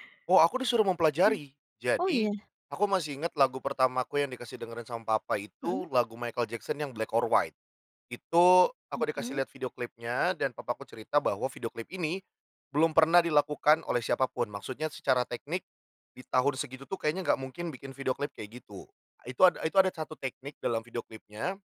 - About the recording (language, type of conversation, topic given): Indonesian, podcast, Bagaimana musik yang sering didengar di keluarga saat kamu kecil memengaruhi selera musikmu sekarang?
- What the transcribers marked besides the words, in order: none